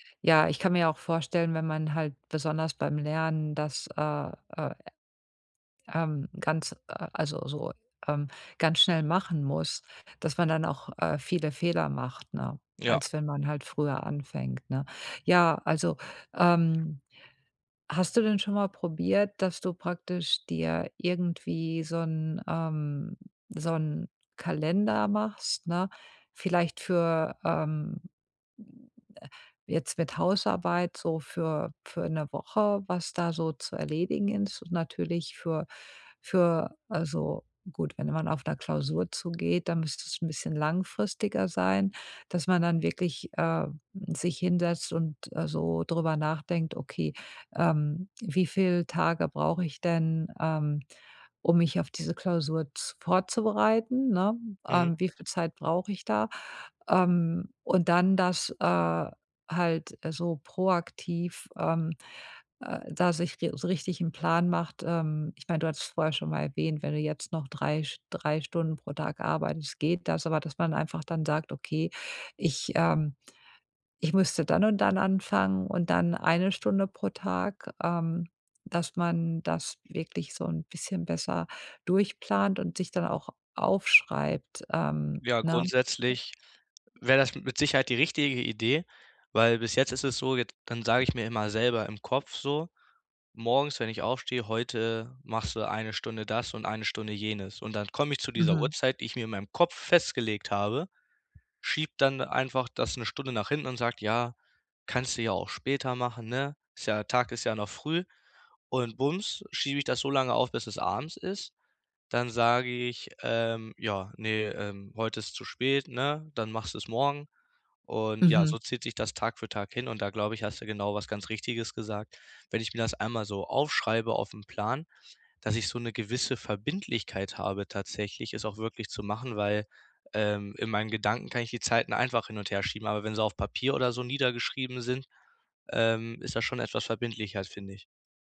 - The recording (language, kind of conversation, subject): German, advice, Wie erreiche ich meine Ziele effektiv, obwohl ich prokrastiniere?
- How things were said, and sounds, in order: other background noise